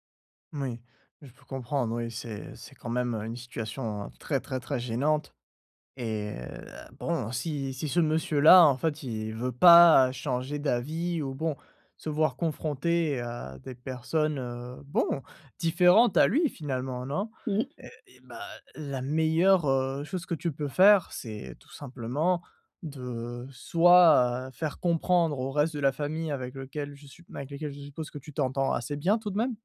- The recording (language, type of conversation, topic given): French, advice, Comment gérer les différences de valeurs familiales lors d’un repas de famille tendu ?
- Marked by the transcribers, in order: stressed: "pas"